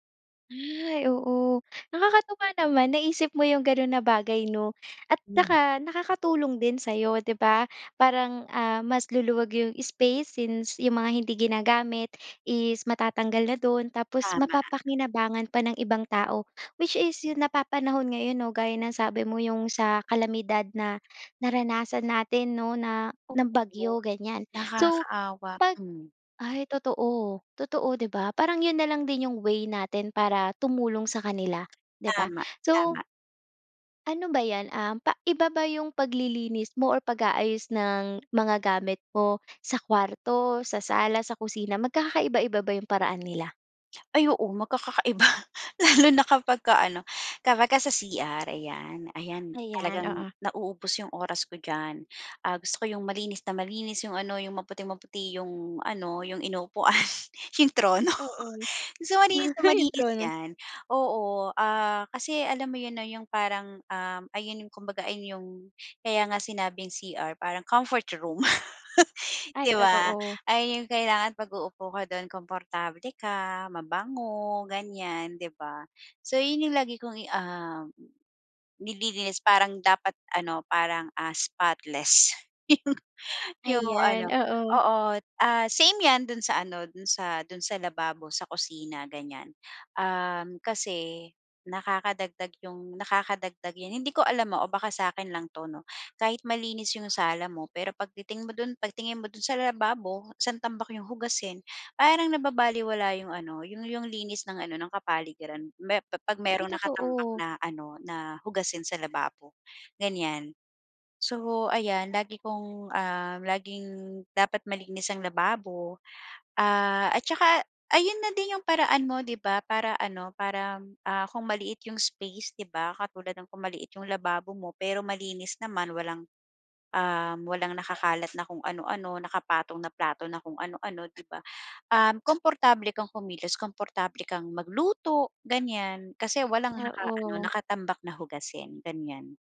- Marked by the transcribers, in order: tongue click; tapping; other background noise; in English: "Which is"; tongue click; laughing while speaking: "magkakakaiba, lalo na"; laughing while speaking: "yung inuupuan, yung trono"; chuckle; laugh; laughing while speaking: "yung yung ano"; wind
- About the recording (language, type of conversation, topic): Filipino, podcast, Paano mo inaayos ang maliit na espasyo para mas kumportable?